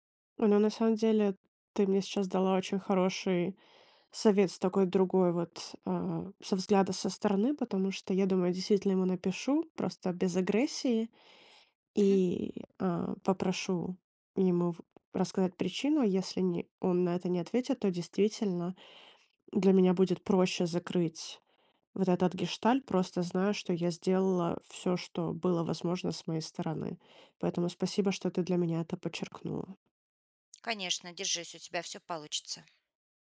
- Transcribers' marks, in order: other background noise; tapping
- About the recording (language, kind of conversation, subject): Russian, advice, Почему мне так трудно отпустить человека после расставания?